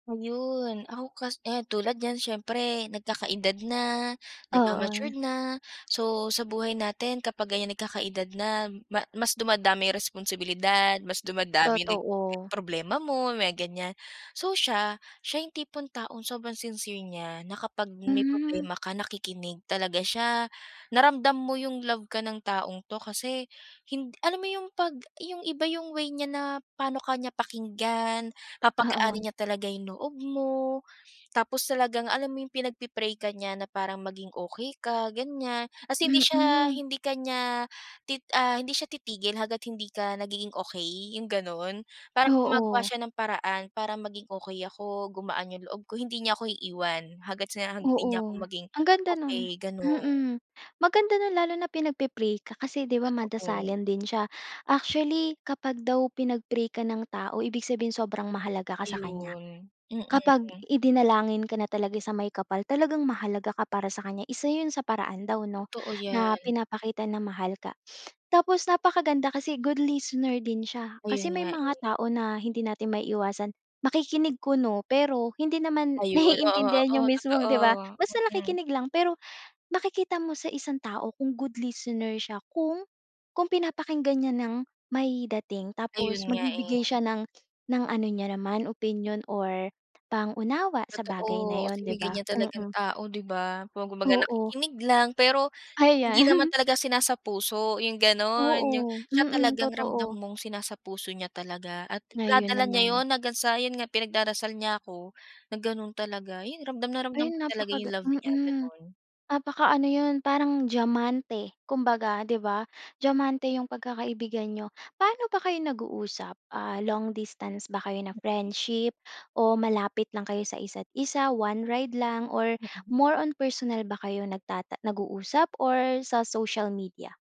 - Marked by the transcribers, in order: other background noise; tapping; laughing while speaking: "Ayan"
- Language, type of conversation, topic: Filipino, podcast, Paano mo mabubuo at mapatatatag ang isang matibay na pagkakaibigan?